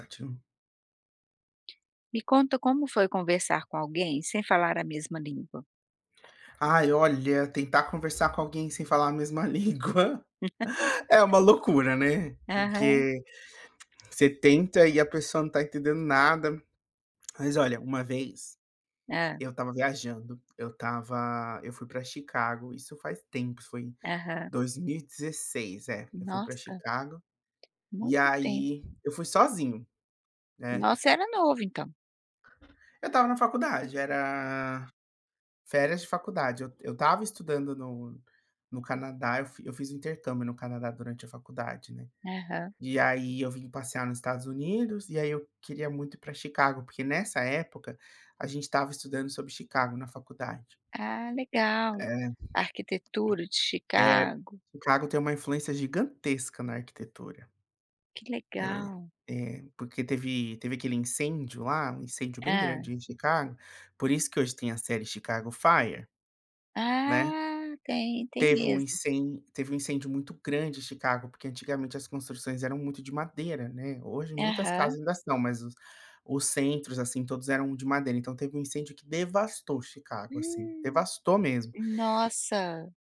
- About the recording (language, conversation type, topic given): Portuguese, podcast, Como foi conversar com alguém sem falar a mesma língua?
- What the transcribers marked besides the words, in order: unintelligible speech; tapping; laugh; laughing while speaking: "língua"; other background noise